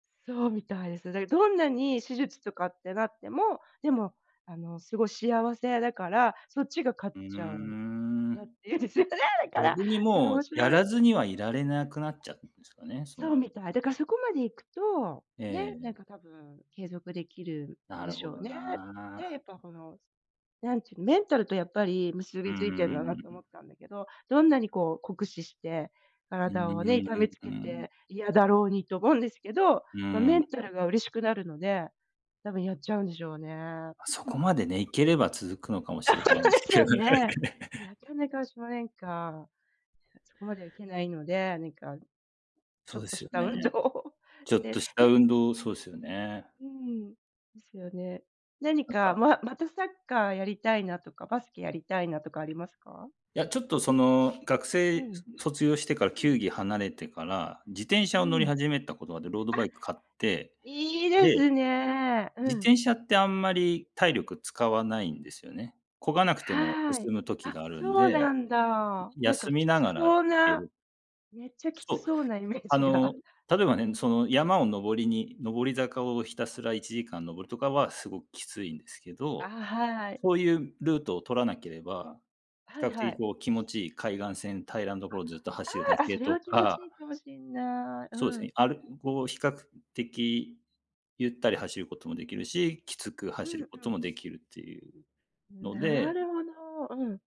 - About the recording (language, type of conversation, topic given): Japanese, unstructured, 運動をすると、精神面にはどのような変化がありますか？
- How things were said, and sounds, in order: laughing while speaking: "言うんですよね、だから"; laugh; laughing while speaking: "ですけどね"; other background noise; laughing while speaking: "運動を"; tapping; "乗り始めた" said as "のりはじめった"; "あって" said as "あて"; laughing while speaking: "イメージが"